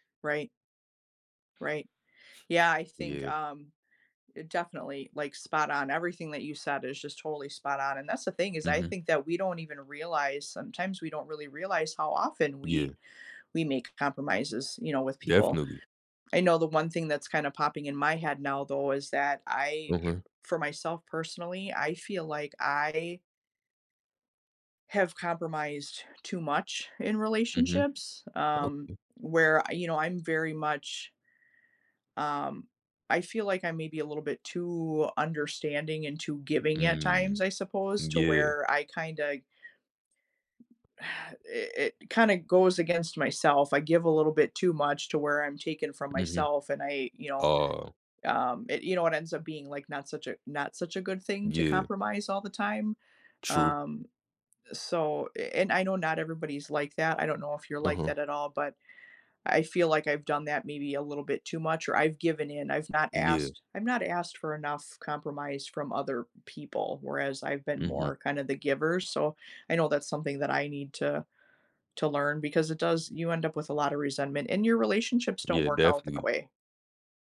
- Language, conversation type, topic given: English, unstructured, When did you have to compromise with someone?
- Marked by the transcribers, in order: tapping; sigh; "definitely" said as "def-ney"